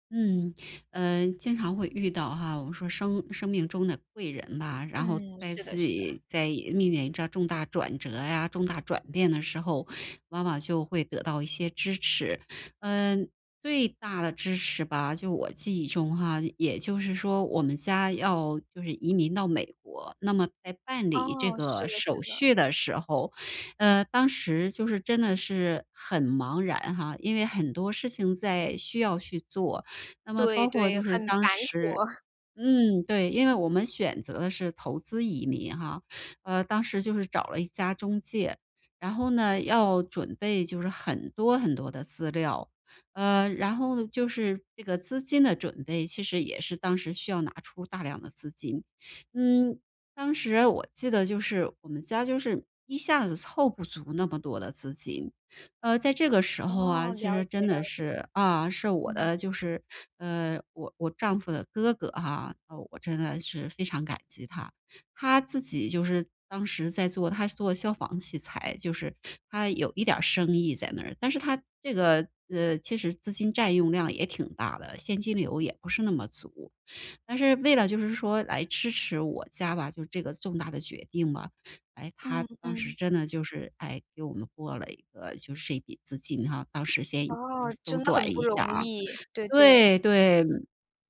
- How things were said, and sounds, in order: laughing while speaking: "繁琐"
- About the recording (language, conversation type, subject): Chinese, podcast, 当你经历重大转变时，谁给了你最大的支持？